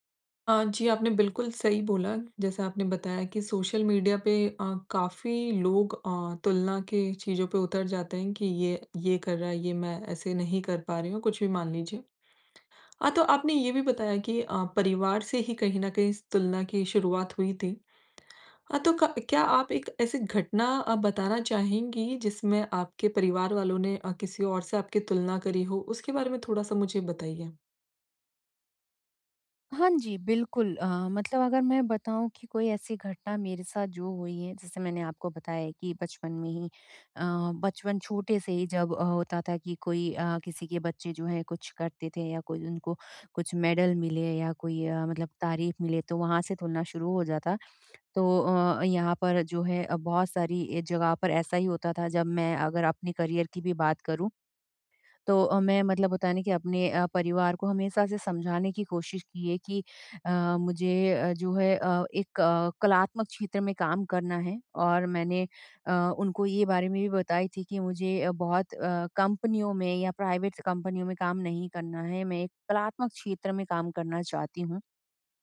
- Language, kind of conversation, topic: Hindi, advice, लोगों की अपेक्षाओं के चलते मैं अपनी तुलना करना कैसे बंद करूँ?
- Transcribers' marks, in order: in English: "करियर"; in English: "प्राइवेट्स"